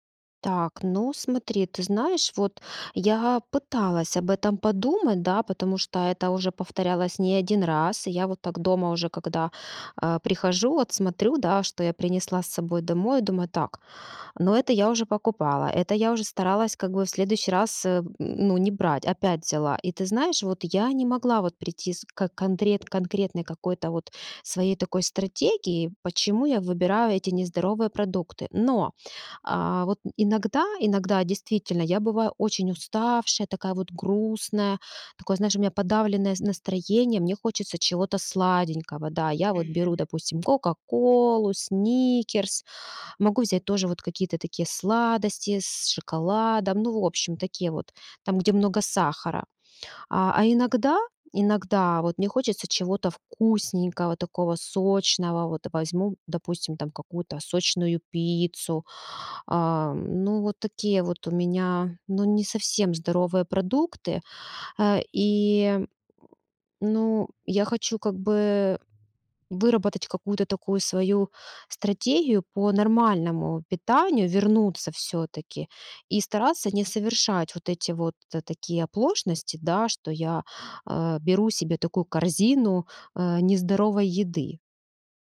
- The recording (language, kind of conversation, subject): Russian, advice, Почему я не могу устоять перед вредной едой в магазине?
- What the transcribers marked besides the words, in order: grunt